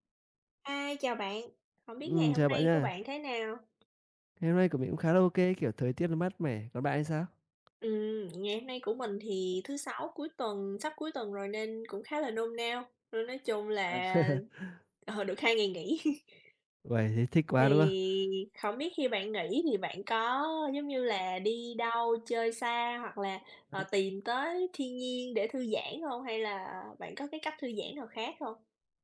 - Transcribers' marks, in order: "Hi" said as "ai"; tapping; laughing while speaking: "À!"; laughing while speaking: "hai"; chuckle; unintelligible speech
- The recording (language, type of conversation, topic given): Vietnamese, unstructured, Thiên nhiên đã giúp bạn thư giãn trong cuộc sống như thế nào?